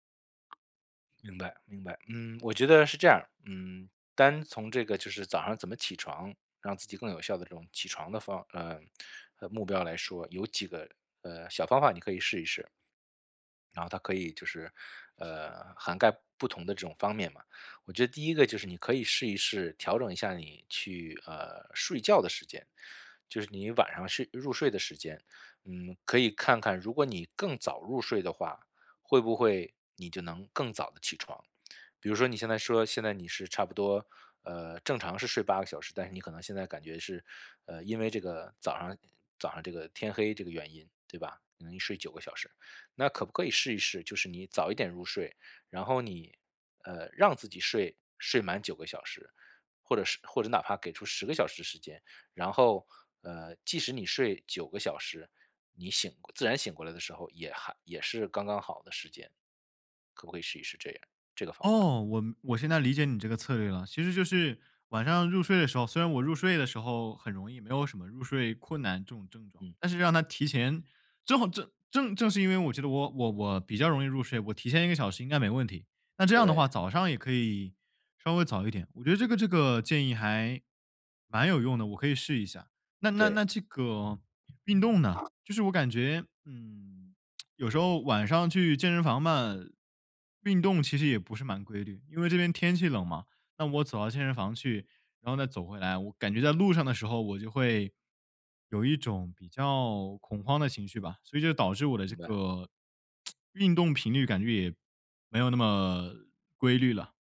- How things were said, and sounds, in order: other background noise; lip smack; lip smack
- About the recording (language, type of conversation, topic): Chinese, advice, 如何通过优化恢复与睡眠策略来提升运动表现？